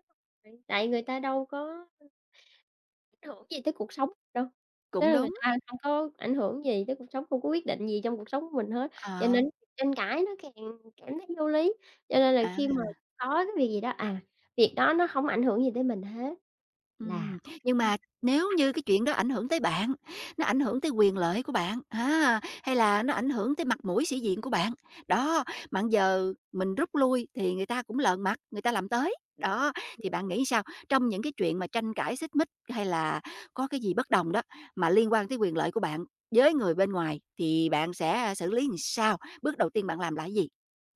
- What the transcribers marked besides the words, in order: other background noise; tapping; unintelligible speech; "bây" said as "ừn"; unintelligible speech; "làm" said as "ừn"
- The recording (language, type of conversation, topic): Vietnamese, podcast, Làm thế nào để bày tỏ ý kiến trái chiều mà vẫn tôn trọng?